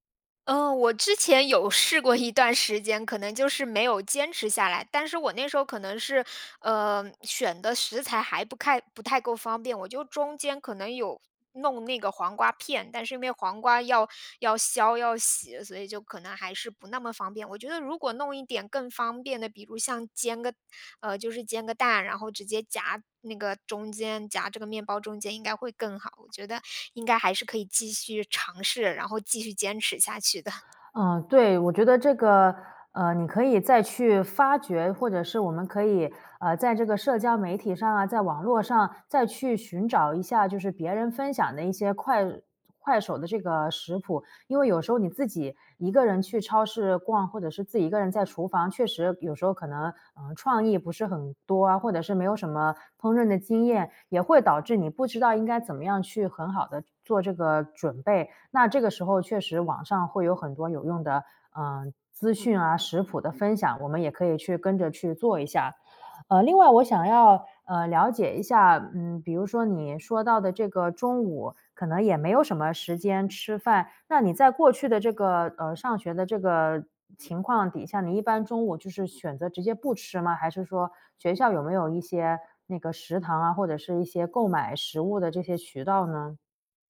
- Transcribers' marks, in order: laughing while speaking: "试过一段时间"; "太" said as "开"; laughing while speaking: "的"; background speech
- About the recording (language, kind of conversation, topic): Chinese, advice, 你想如何建立稳定规律的饮食和备餐习惯？